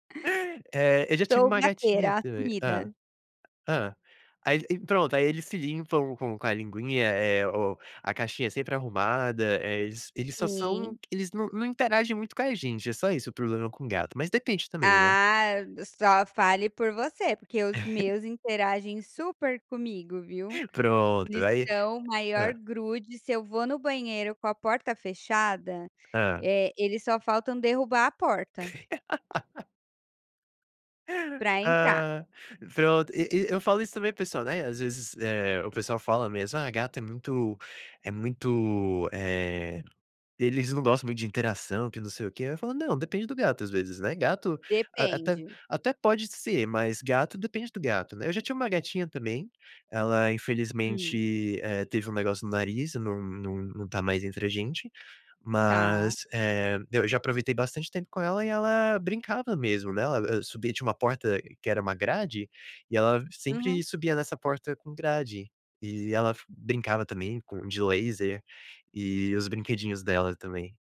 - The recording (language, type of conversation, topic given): Portuguese, podcast, Que hobby criativo você mais gosta de praticar?
- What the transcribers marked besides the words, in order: tapping; laugh; laugh